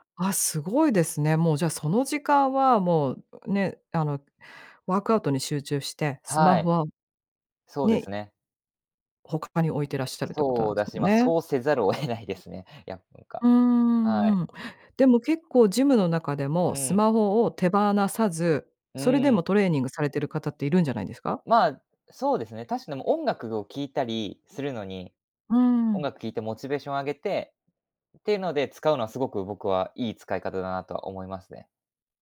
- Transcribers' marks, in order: other noise; laughing while speaking: "得ないですね"
- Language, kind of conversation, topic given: Japanese, podcast, 毎日のスマホの使い方で、特に気をつけていることは何ですか？